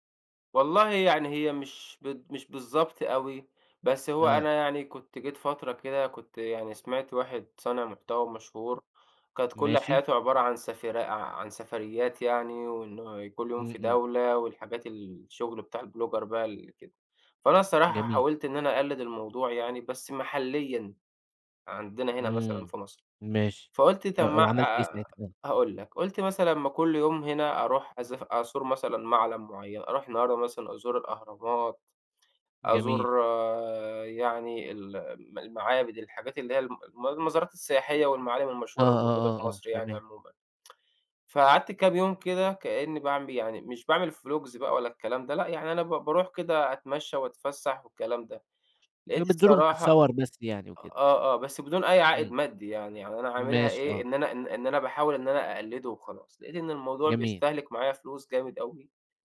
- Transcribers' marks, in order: in English: "البلوجر"; tsk; in English: "فلوجز"
- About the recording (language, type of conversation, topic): Arabic, podcast, ازاي بتتعامل مع إنك بتقارن حياتك بحياة غيرك أونلاين؟